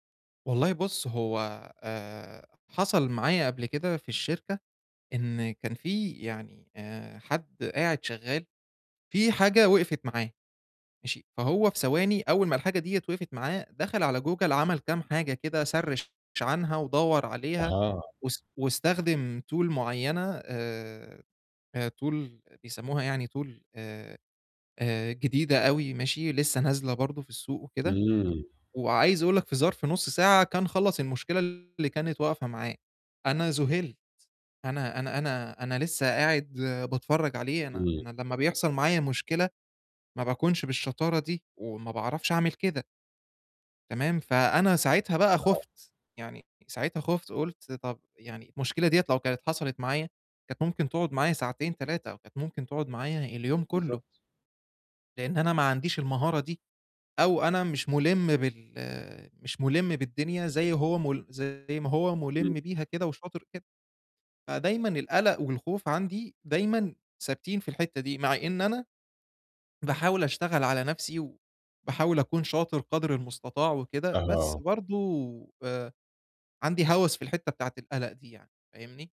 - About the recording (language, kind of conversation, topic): Arabic, advice, إزاي أتعلم أتعايش مع مخاوفي اليومية وأقبل إن القلق رد فعل طبيعي؟
- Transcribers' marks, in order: distorted speech; in English: "سَرِّش"; in English: "tool"; in English: "tool"; in English: "tool"; tapping